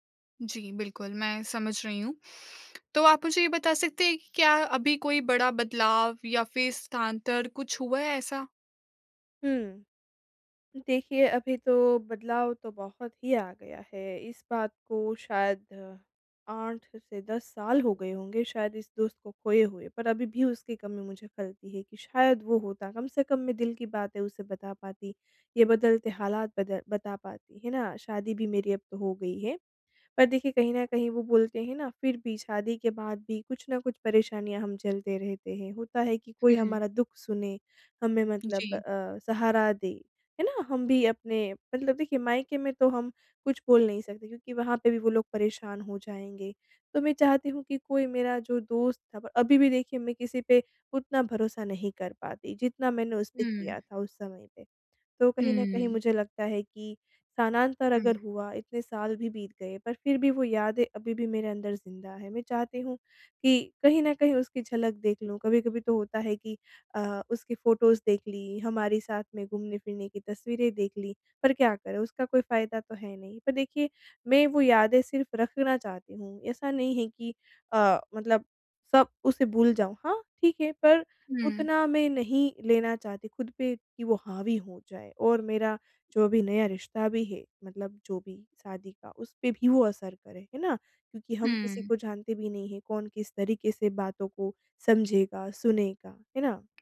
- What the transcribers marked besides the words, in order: "स्थानांतर" said as "स्थान्तर"; tapping; in English: "फोटोज़"
- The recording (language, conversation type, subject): Hindi, advice, पुरानी यादों के साथ कैसे सकारात्मक तरीके से आगे बढ़ूँ?